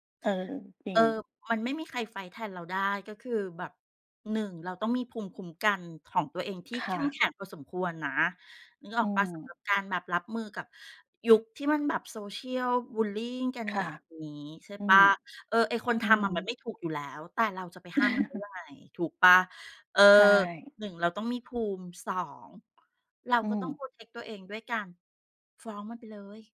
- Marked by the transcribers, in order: chuckle; tapping; in English: "protect"
- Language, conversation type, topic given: Thai, unstructured, คุณคิดอย่างไรกับปัญหาการกลั่นแกล้งทางออนไลน์ที่เกิดขึ้นบ่อย?